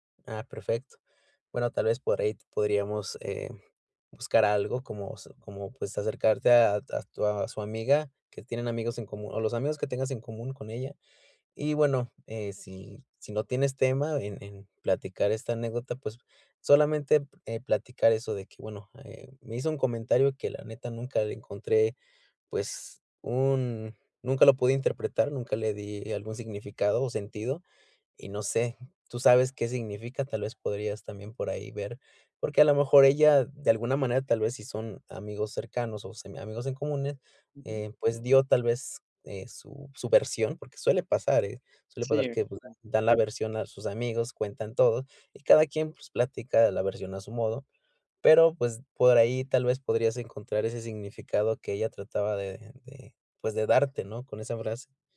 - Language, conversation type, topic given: Spanish, advice, ¿Cómo puedo interpretar mejor comentarios vagos o contradictorios?
- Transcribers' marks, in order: none